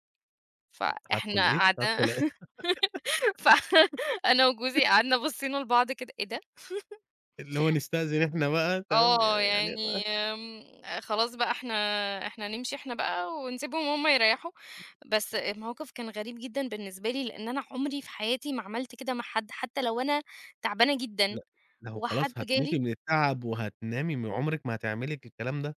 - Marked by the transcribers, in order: laugh; laughing while speaking: "ف"; giggle; tapping; laugh; other background noise
- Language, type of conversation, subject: Arabic, podcast, إيه كانت أول تجربة ليك مع ثقافة جديدة؟